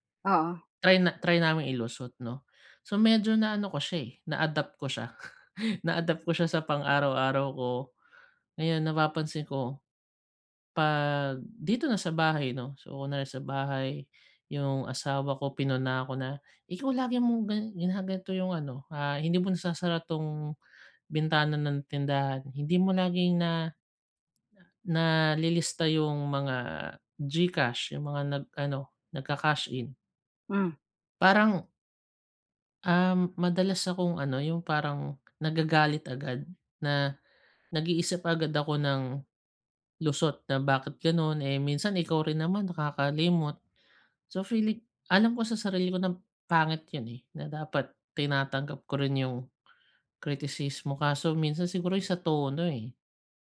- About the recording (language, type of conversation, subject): Filipino, advice, Paano ko tatanggapin ang konstruktibong puna nang hindi nasasaktan at matuto mula rito?
- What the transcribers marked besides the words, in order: chuckle